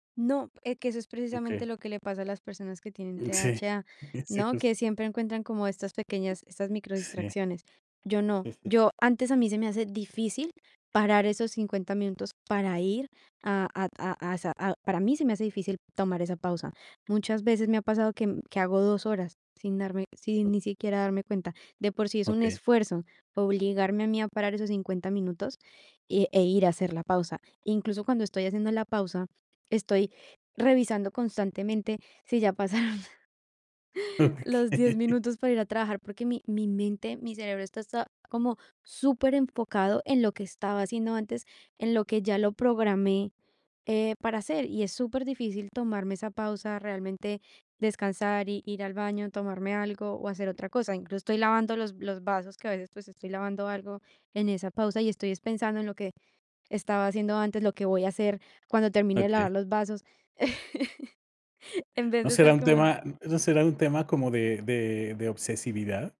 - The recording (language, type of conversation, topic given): Spanish, podcast, ¿Cómo manejas las distracciones cuando trabajas desde casa?
- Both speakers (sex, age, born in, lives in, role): female, 20-24, Colombia, Italy, guest; male, 50-54, Mexico, Mexico, host
- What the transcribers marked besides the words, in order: chuckle; laughing while speaking: "Okey"; laugh